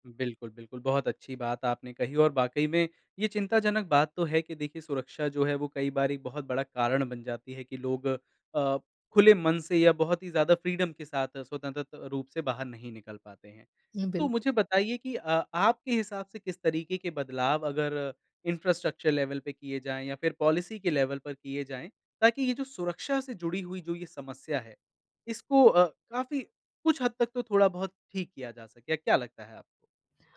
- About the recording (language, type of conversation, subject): Hindi, podcast, शहर में साइकिल चलाने या पैदल चलने से आपको क्या-क्या फायदे नज़र आए हैं?
- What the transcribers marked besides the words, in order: in English: "फ्रीडम"; in English: "इंफ्रास्ट्रक्चर लेवल"; in English: "पॉलिसी"; in English: "लेवल"